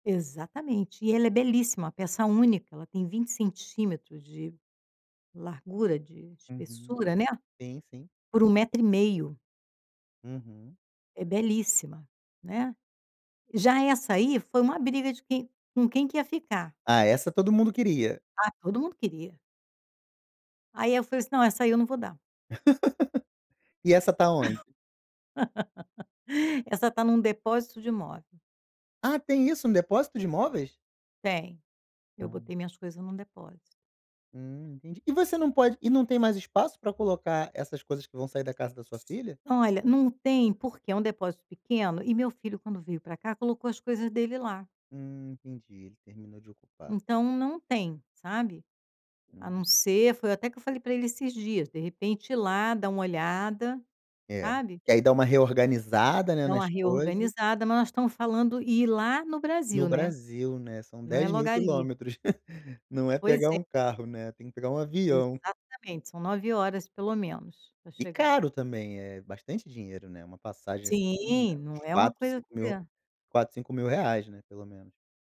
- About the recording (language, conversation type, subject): Portuguese, advice, Como posso lidar com a dificuldade de me desapegar de objetos sentimentais que herdei ou ganhei?
- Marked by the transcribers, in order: tapping; laugh; laugh